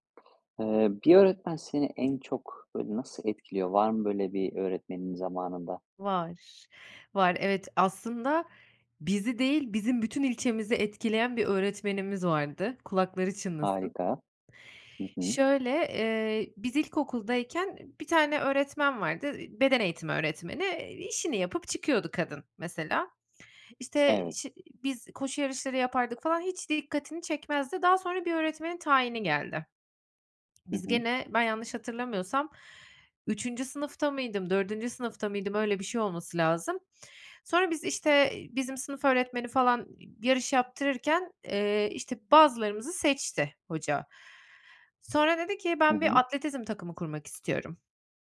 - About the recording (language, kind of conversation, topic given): Turkish, podcast, Bir öğretmen seni en çok nasıl etkiler?
- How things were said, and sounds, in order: other background noise